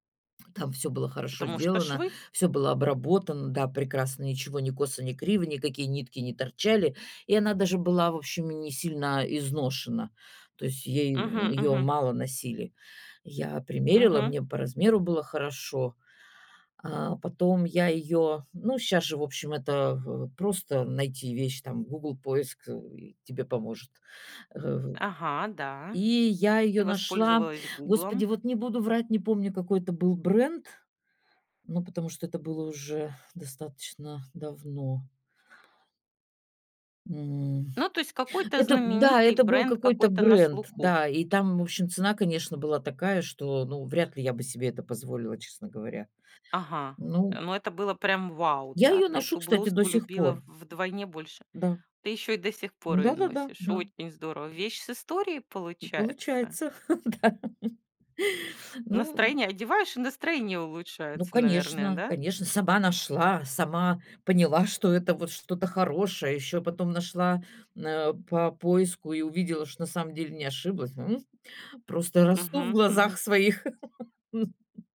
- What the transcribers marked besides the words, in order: other background noise; other noise; exhale; chuckle; laughing while speaking: "да"; chuckle
- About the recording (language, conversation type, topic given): Russian, podcast, Что вы думаете о секонд-хенде и винтаже?